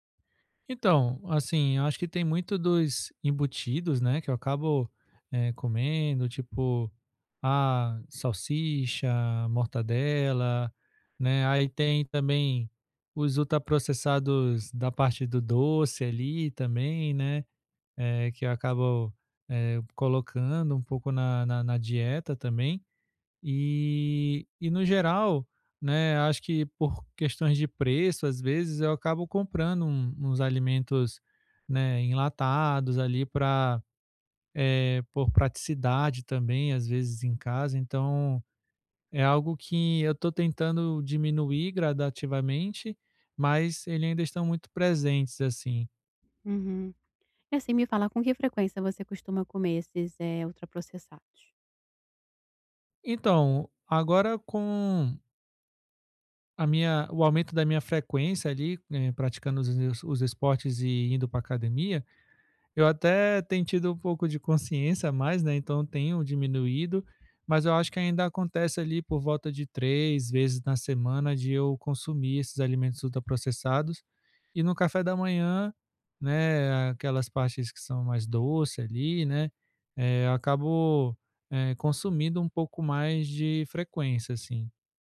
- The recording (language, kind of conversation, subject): Portuguese, advice, Como posso reduzir o consumo diário de alimentos ultraprocessados na minha dieta?
- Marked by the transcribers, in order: none